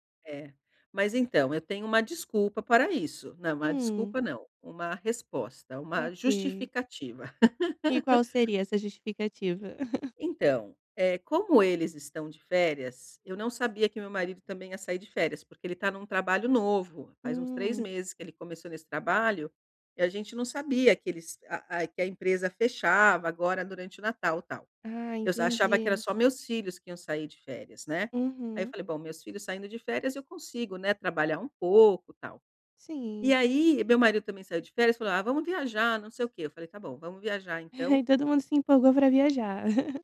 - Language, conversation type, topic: Portuguese, advice, Por que não consigo relaxar depois de um dia estressante?
- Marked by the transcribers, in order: laugh; giggle; tapping; laugh